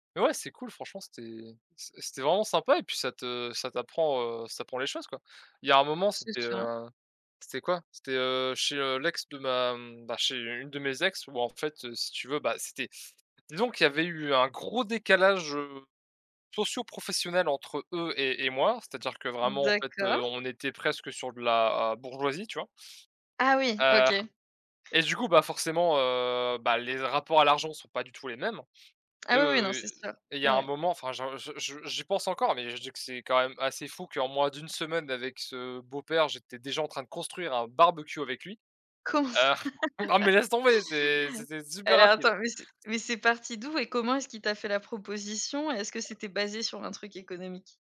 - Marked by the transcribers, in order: stressed: "gros"; other background noise; stressed: "barbecue"; laughing while speaking: "ça ?"; laugh
- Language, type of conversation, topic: French, unstructured, Comment expliques-tu l’importance d’économiser de l’argent dès le plus jeune âge ?